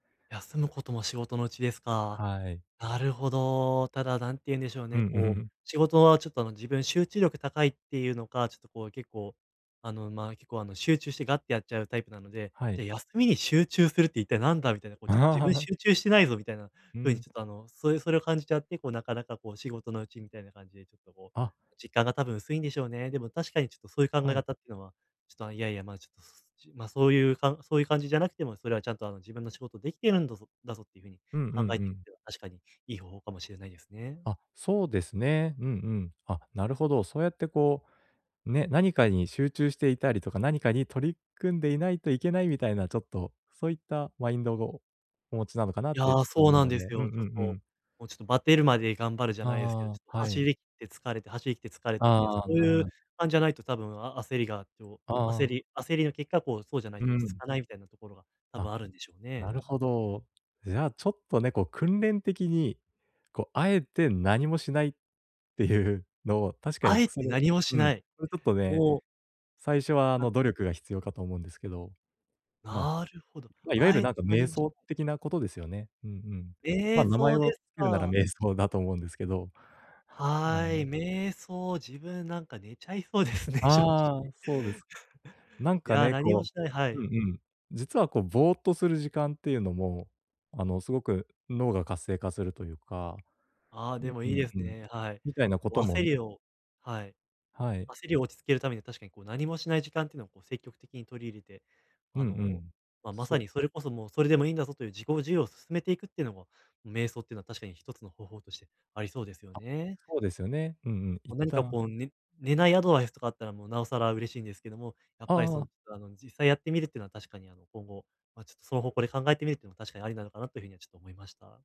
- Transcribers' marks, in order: chuckle; laugh; other background noise; laughing while speaking: "寝ちゃいそうですね、正直"
- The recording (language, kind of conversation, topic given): Japanese, advice, 休むことを優先したいのに罪悪感が出てしまうとき、どうすれば罪悪感を減らせますか？